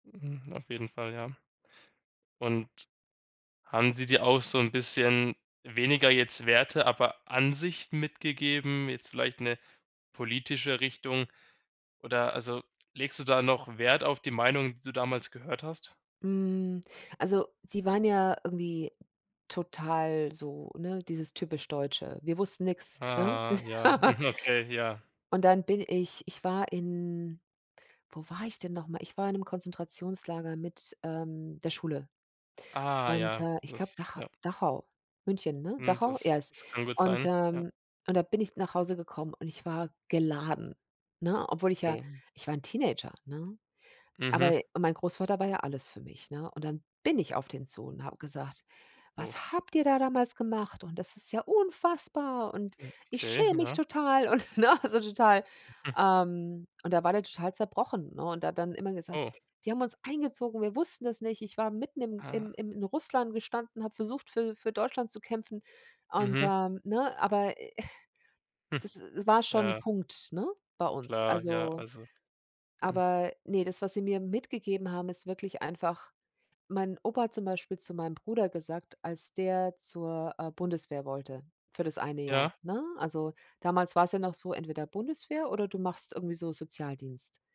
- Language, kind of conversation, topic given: German, podcast, Wie prägen Großeltern die Wertvorstellungen jüngerer Generationen?
- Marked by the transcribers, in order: drawn out: "Hm"; chuckle; drawn out: "Ah"; unintelligible speech; stressed: "bin"; put-on voice: "Was habt ihr da damals … schäme mich total"; laughing while speaking: "und, ne?"